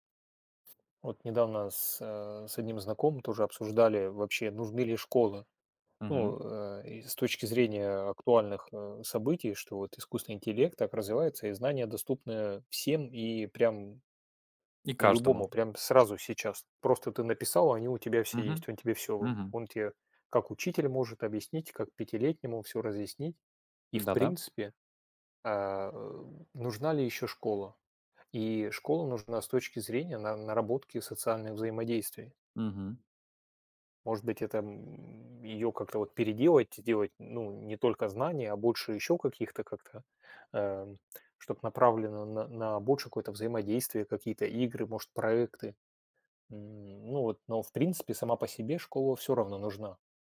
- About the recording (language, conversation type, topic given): Russian, unstructured, Почему так много школьников списывают?
- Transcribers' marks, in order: other background noise